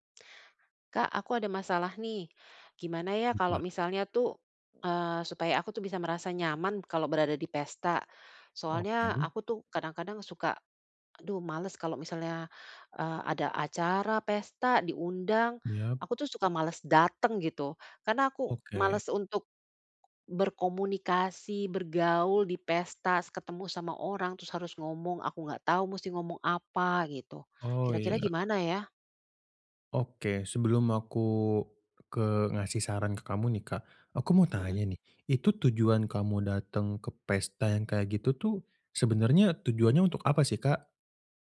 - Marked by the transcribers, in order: tapping; other background noise
- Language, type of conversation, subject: Indonesian, advice, Bagaimana caranya agar saya merasa nyaman saat berada di pesta?